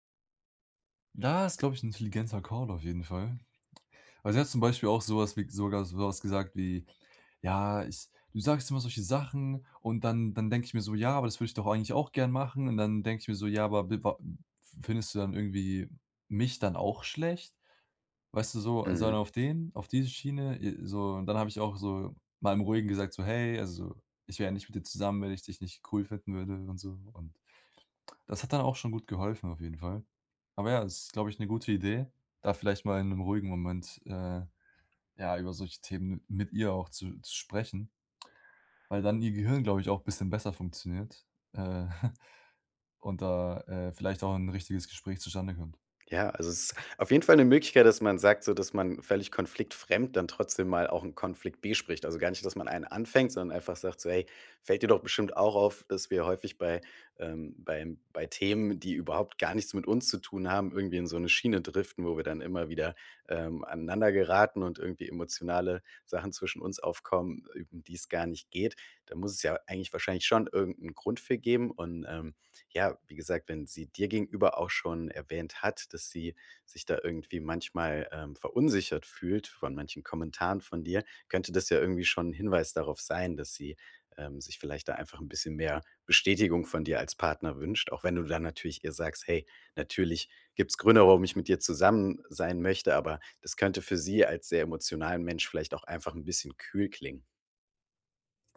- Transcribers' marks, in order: chuckle
- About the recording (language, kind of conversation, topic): German, advice, Wie kann ich während eines Streits in meiner Beziehung gesunde Grenzen setzen und dabei respektvoll bleiben?